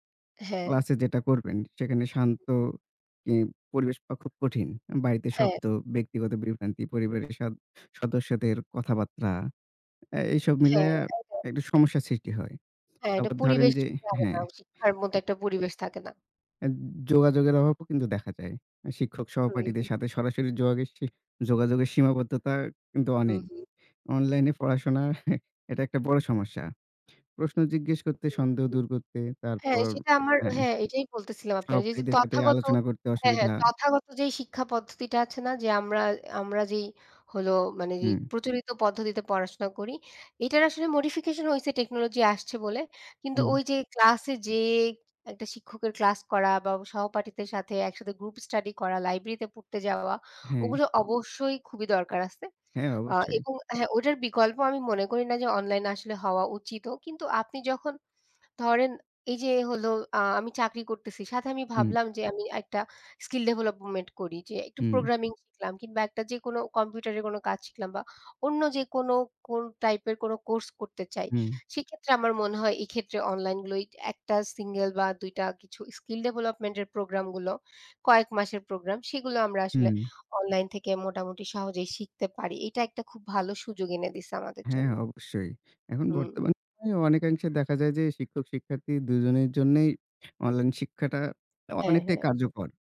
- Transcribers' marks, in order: other noise; "কথাবার্তা" said as "কতাবাত্রা"; unintelligible speech; other background noise; unintelligible speech; scoff; unintelligible speech
- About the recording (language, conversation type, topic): Bengali, unstructured, অনলাইন শিক্ষার সুবিধা ও অসুবিধাগুলো কী কী?